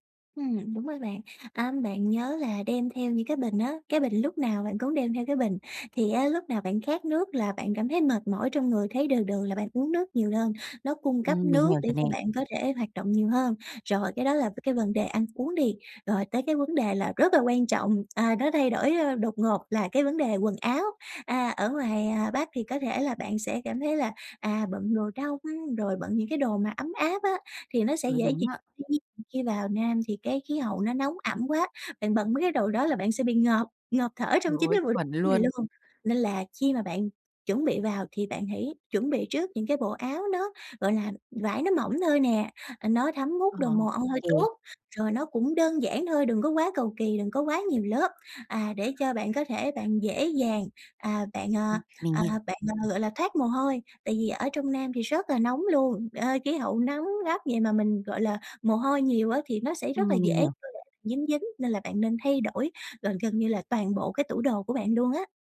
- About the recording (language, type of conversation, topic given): Vietnamese, advice, Làm sao để thích nghi khi thời tiết thay đổi mạnh?
- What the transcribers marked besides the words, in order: tapping; unintelligible speech; other background noise